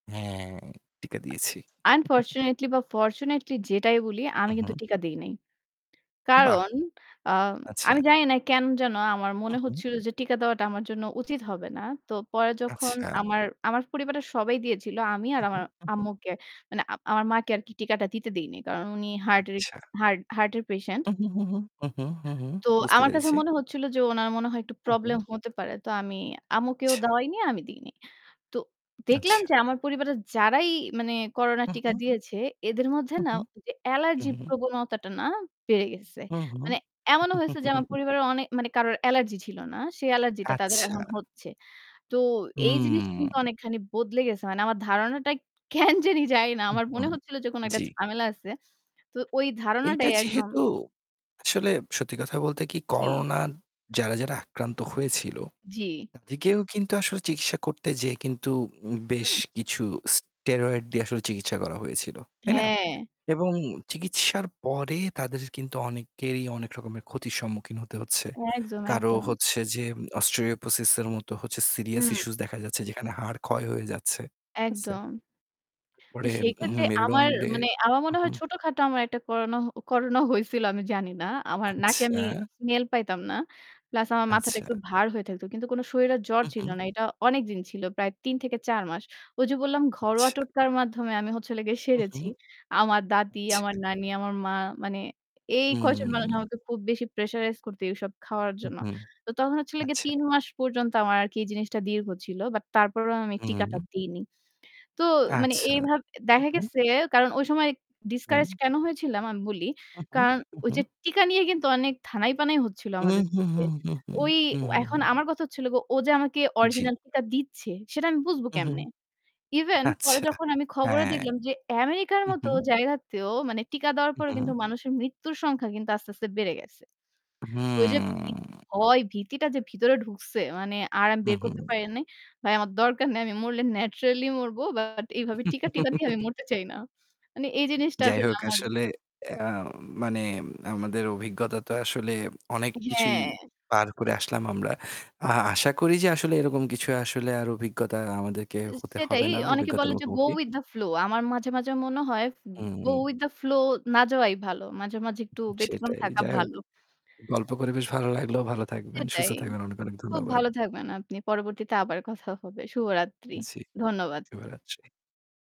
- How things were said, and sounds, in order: static; drawn out: "হ্যাঁ"; tapping; chuckle; other background noise; distorted speech; chuckle; drawn out: "হু"; laughing while speaking: "কেন জানি যানি না"; "মেরুদন্ডে" said as "মেরুডন্ডে"; laughing while speaking: "হয়ছিল আমি জানি না"; drawn out: "হুম"; laughing while speaking: "আচ্ছা"; drawn out: "হুম"; laughing while speaking: "ভাই আমার দরকার নাই। আমি মরলে ন্যাচারালি মরব"; laugh; in English: "go with the flow"; in English: "go with the flow"
- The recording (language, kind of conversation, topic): Bengali, unstructured, মানব ইতিহাসে মহামারী কীভাবে আমাদের সমাজকে বদলে দিয়েছে?